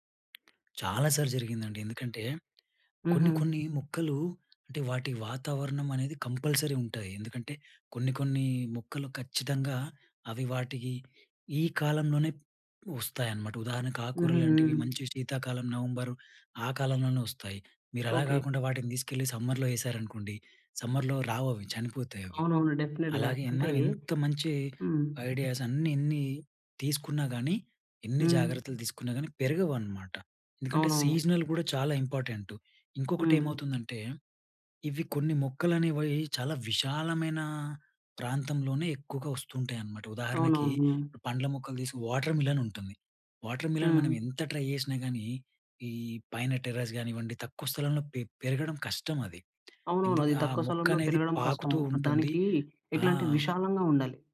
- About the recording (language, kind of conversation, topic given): Telugu, podcast, ఇంటి చిన్న తోటను నిర్వహించడం సులభంగా ఎలా చేయాలి?
- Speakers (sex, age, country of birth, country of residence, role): male, 20-24, India, India, host; male, 30-34, India, India, guest
- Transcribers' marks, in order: tapping; in English: "కంపల్సరీ"; in English: "సమ్మర్‌లో"; in English: "సమ్మర్‌లో"; in English: "డిఫినిట్‌గా"; in English: "ఐడియాస్"; in English: "సీజనల్"; in English: "వాటర్ మిలన్"; in English: "వాటర్ మిలన్"; in English: "ట్రై"; in English: "టెర్రస్"